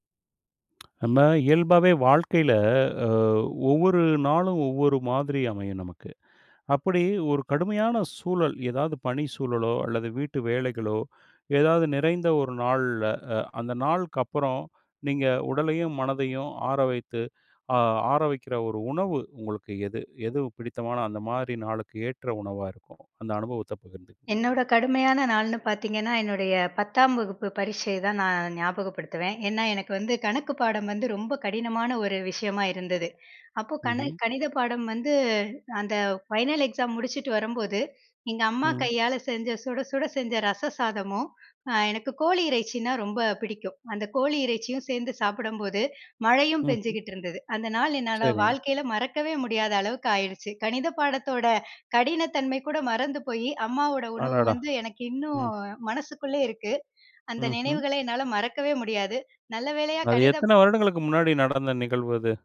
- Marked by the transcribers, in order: other background noise; inhale; in English: "ஃபைனல் எக்ஸாம்"; joyful: "எங்க அம்மா கையால செஞ்ச சுட … என்னால மறக்கவே முடியாது"; inhale
- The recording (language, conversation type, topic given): Tamil, podcast, கடுமையான நாளுக்குப் பிறகு உடலையும் மனதையும் ஆறவைக்கும் உணவு எது?